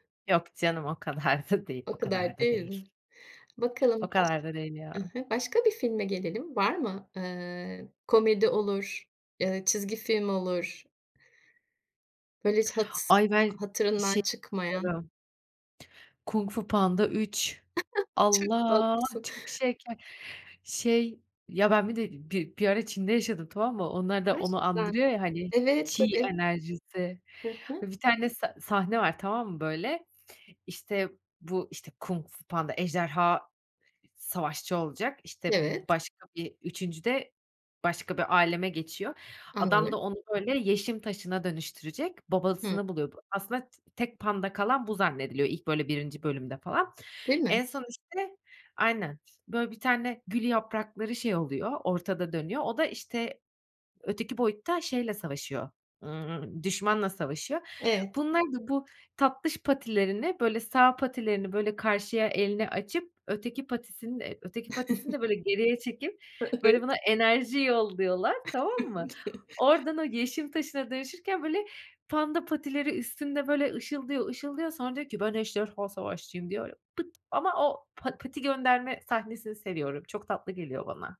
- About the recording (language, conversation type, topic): Turkish, podcast, Unutulmaz bir film sahnesini nasıl anlatırsın?
- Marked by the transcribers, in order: other background noise; unintelligible speech; chuckle; laughing while speaking: "Çok tatlısın"; in Chinese: "气"; chuckle; laughing while speaking: "E evet"; chuckle; put-on voice: "ejderha savaşçıyım"